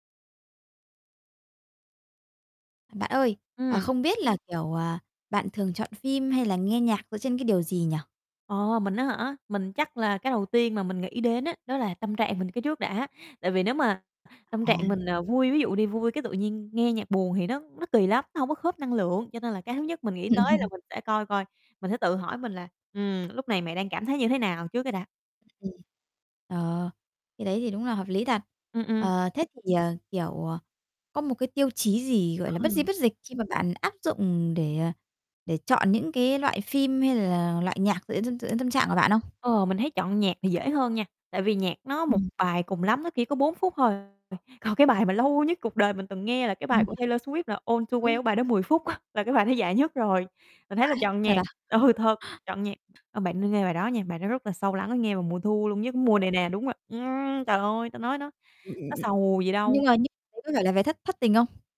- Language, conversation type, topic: Vietnamese, podcast, Bạn thường dựa vào những yếu tố nào để chọn phim hoặc nhạc?
- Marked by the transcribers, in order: static; distorted speech; other background noise; laughing while speaking: "Ừm"; tapping; laughing while speaking: "Ừ, còn"; laughing while speaking: "á"; laughing while speaking: "ừ"; chuckle; put-on voice: "ừm"